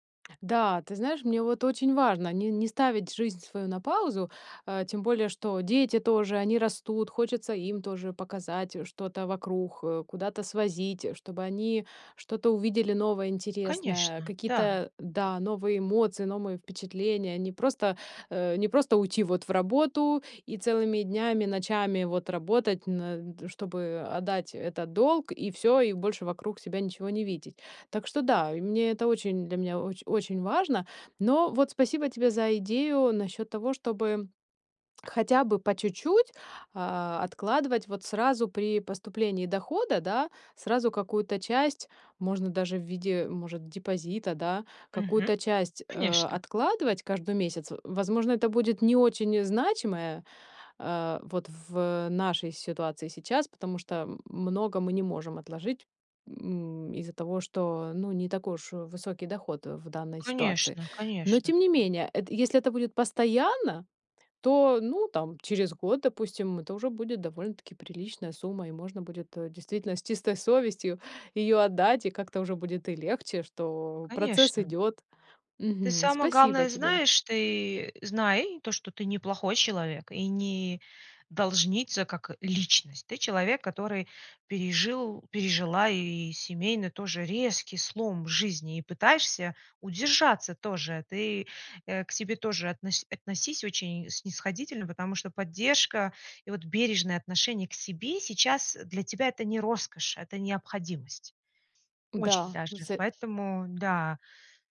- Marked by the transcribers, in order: tapping; lip smack; stressed: "личность"; stressed: "удержаться"; other background noise
- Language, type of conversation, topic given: Russian, advice, Как мне справиться со страхом из-за долгов и финансовых обязательств?